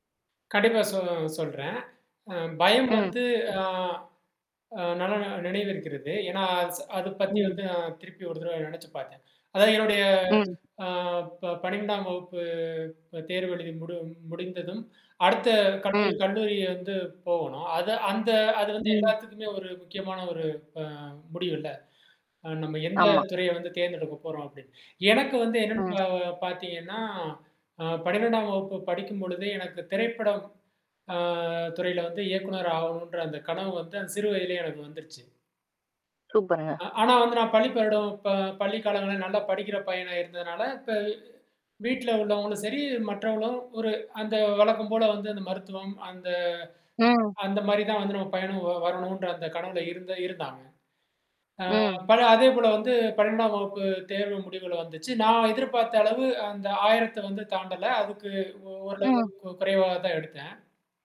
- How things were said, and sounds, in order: static; tapping; other noise; distorted speech; "பருவம்" said as "பருடம்"; mechanical hum
- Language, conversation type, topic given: Tamil, podcast, உங்கள் பயம் உங்கள் முடிவுகளை எப்படி பாதிக்கிறது?